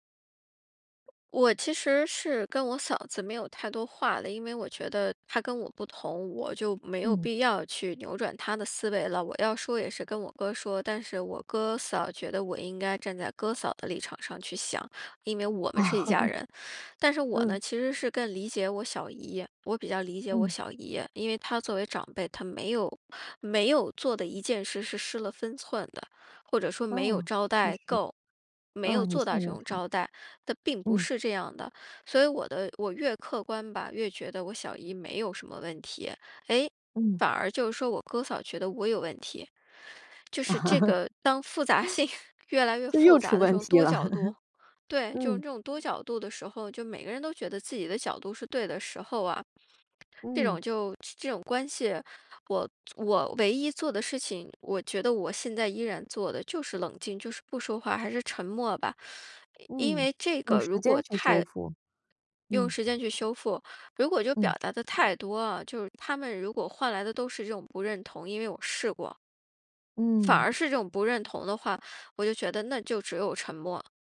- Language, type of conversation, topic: Chinese, podcast, 当你被自我怀疑困住时，该如何自救？
- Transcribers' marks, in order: other background noise; chuckle; teeth sucking; chuckle; laughing while speaking: "性"; chuckle; teeth sucking